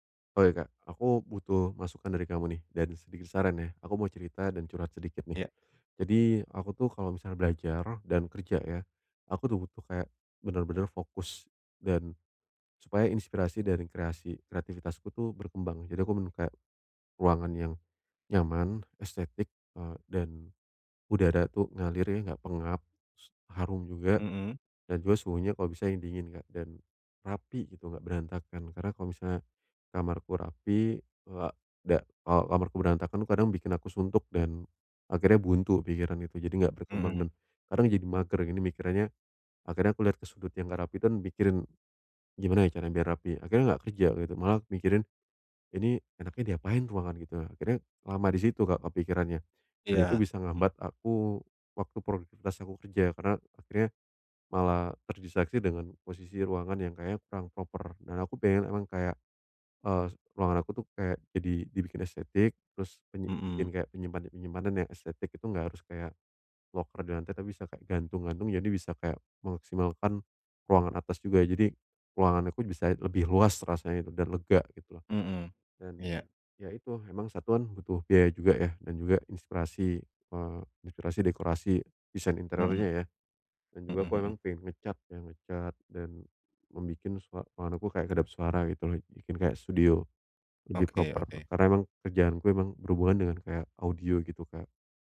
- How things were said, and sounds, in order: in English: "proper"; in English: "proper"
- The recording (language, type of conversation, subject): Indonesian, advice, Bagaimana cara mengubah pemandangan dan suasana kerja untuk memicu ide baru?